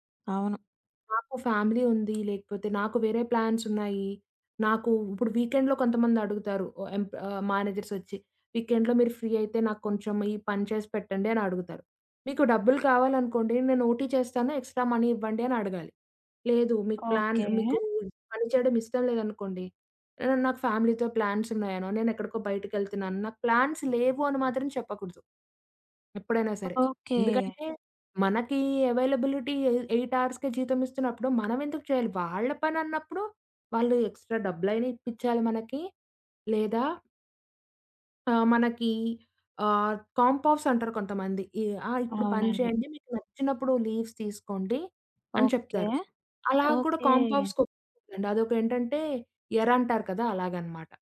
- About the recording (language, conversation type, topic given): Telugu, podcast, ఆఫీస్ సమయం ముగిసాక కూడా పని కొనసాగకుండా మీరు ఎలా చూసుకుంటారు?
- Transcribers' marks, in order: in English: "ఫ్యామిలీ"; other background noise; in English: "ప్లాన్స్"; in English: "వీకెండ్‌లో"; in English: "మేనేజర్స్"; in English: "వీకెండ్‌లో"; in English: "ఫ్రీ"; in English: "ఓటీ"; in English: "ఎక్స్‌స్ట్రా‌మనీ"; in English: "ప్లాన్"; in English: "ఫ్యామిలీతో ప్లాన్స్"; in English: "ప్లాన్స్"; in English: "అవైలబిలిటీ ఎ ఎయిట్ అవర్స్‌కే"; in English: "ఎక్స్‌స్ట్రా"; in English: "కాంప్ ఆఫ్స్"; in English: "లీవ్స్"; tapping; in English: "కాంప్ ఆఫ్స్"